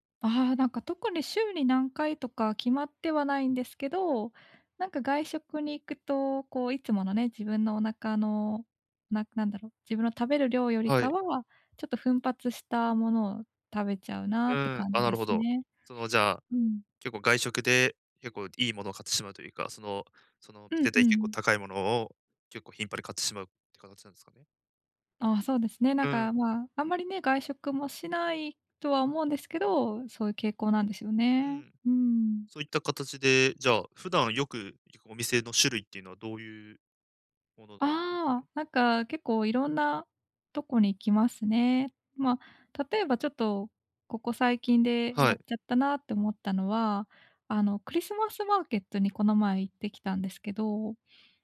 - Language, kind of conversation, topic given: Japanese, advice, 外食のとき、健康に良い選び方はありますか？
- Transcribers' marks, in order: sniff